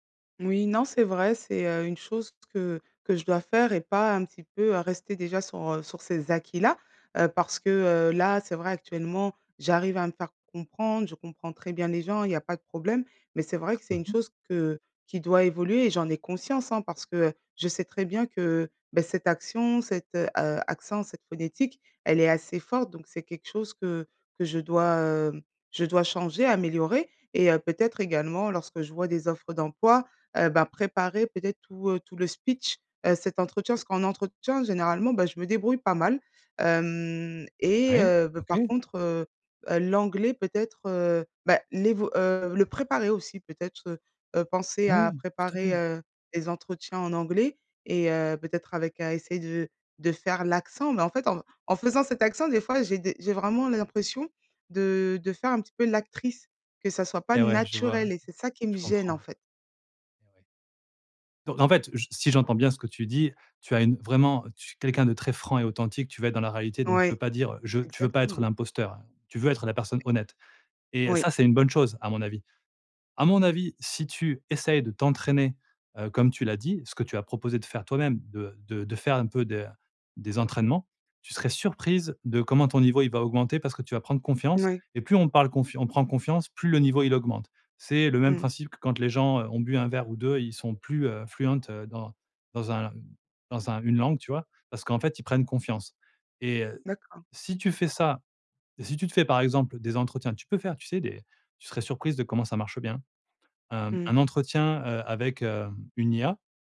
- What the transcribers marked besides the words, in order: other background noise; drawn out: "hem"; stressed: "l'accent"; stressed: "naturel"; tapping; stressed: "surprise"; in English: "fluent"
- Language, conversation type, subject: French, advice, Comment puis-je surmonter ma peur du rejet et me décider à postuler à un emploi ?